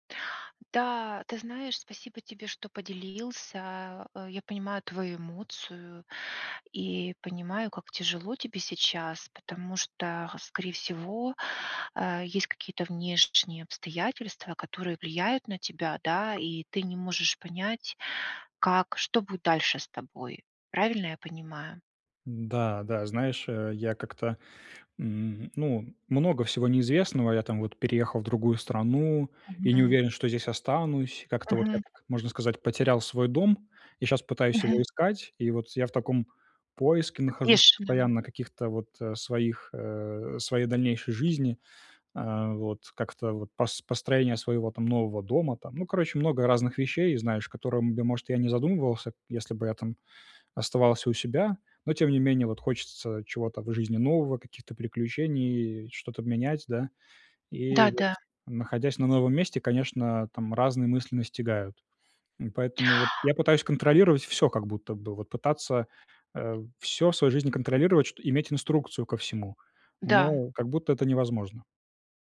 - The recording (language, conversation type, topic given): Russian, advice, Как мне сосредоточиться на том, что я могу изменить, а не на тревожных мыслях?
- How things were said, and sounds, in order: inhale; trusting: "Конечно"